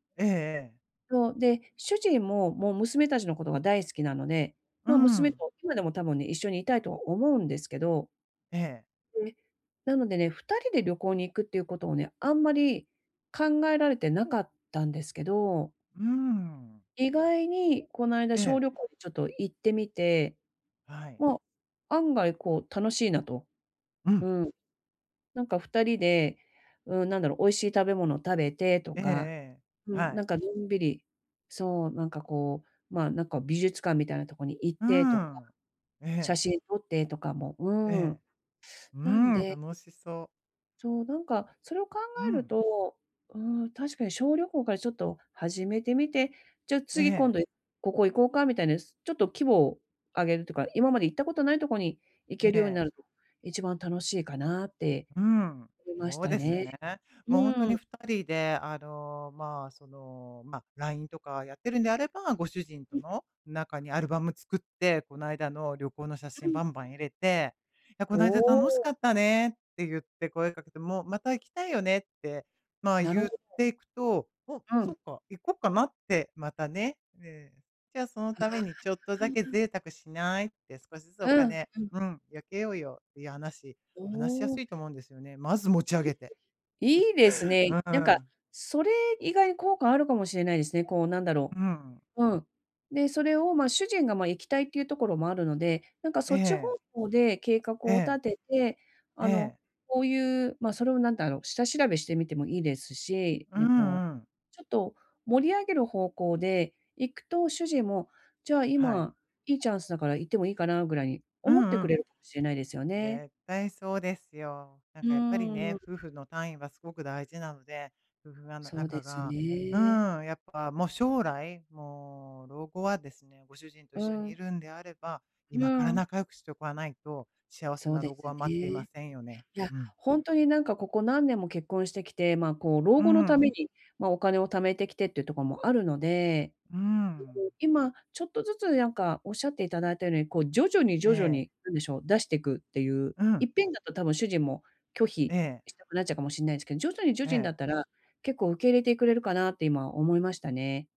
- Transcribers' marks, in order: other background noise; unintelligible speech; chuckle
- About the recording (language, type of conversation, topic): Japanese, advice, 長期計画がある中で、急な変化にどう調整すればよいですか？